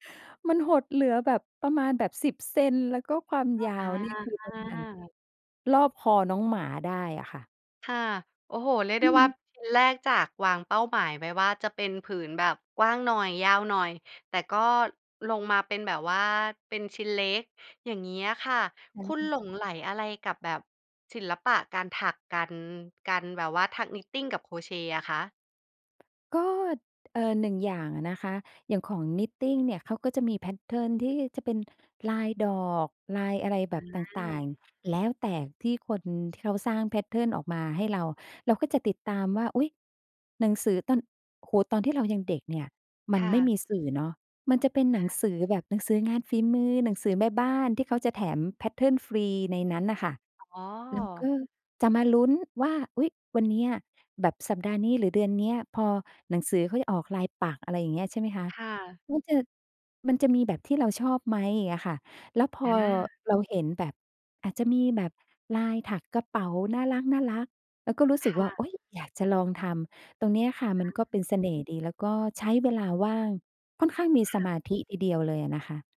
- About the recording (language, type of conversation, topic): Thai, podcast, งานอดิเรกที่คุณหลงใหลมากที่สุดคืออะไร และเล่าให้ฟังหน่อยได้ไหม?
- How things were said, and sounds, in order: other background noise; unintelligible speech; tapping; in English: "แพตเทิร์น"; in English: "แพตเทิร์น"; unintelligible speech; in English: "แพตเทิร์น"